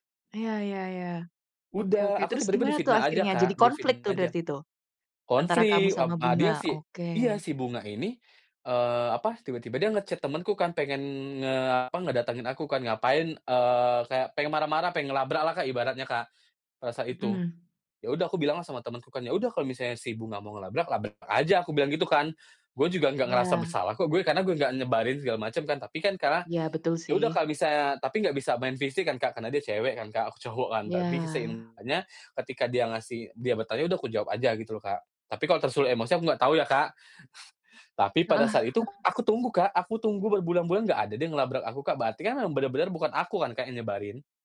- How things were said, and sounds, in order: in English: "nge-chat"; other background noise; chuckle
- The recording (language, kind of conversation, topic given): Indonesian, podcast, Bagaimana kamu bisa tetap menjadi diri sendiri di kantor?